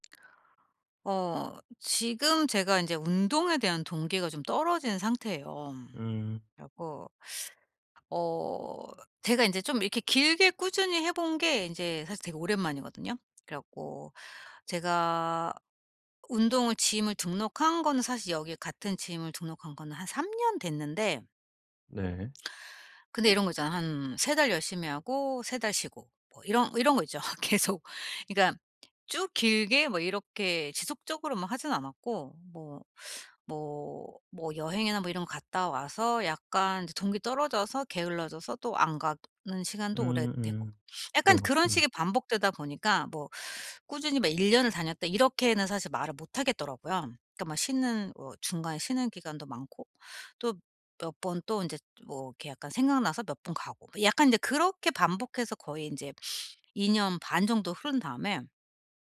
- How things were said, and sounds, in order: other background noise; in English: "gym을"; in English: "gym을"; laughing while speaking: "계속"
- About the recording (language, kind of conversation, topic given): Korean, advice, 동기부여가 떨어질 때도 운동을 꾸준히 이어가기 위한 전략은 무엇인가요?